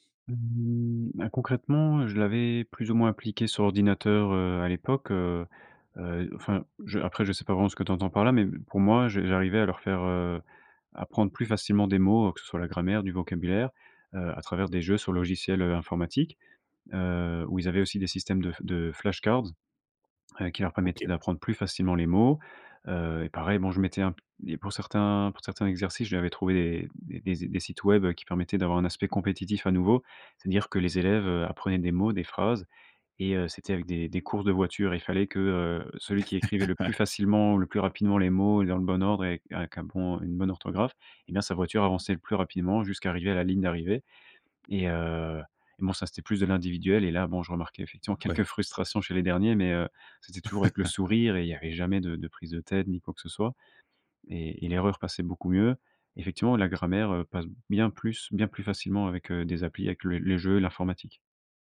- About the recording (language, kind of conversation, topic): French, podcast, Comment le jeu peut-il booster l’apprentissage, selon toi ?
- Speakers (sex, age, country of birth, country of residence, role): male, 25-29, France, France, guest; male, 30-34, France, France, host
- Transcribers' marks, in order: drawn out: "Mmh"; in English: "flashcards"; other background noise; chuckle; chuckle